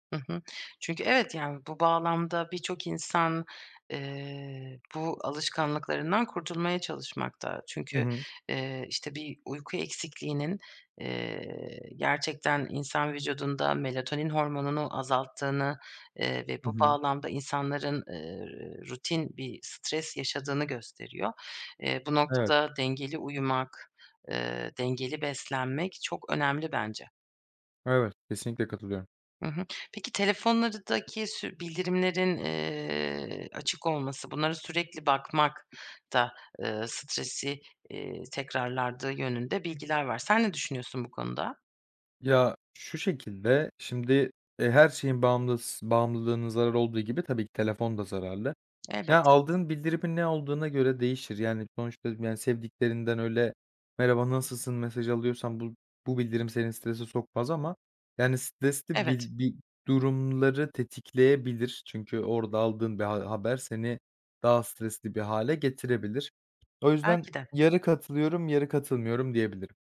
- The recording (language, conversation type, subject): Turkish, podcast, Stres sonrası toparlanmak için hangi yöntemleri kullanırsın?
- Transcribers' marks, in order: tapping; "tekrarladığı" said as "tekrarlardığı"; other background noise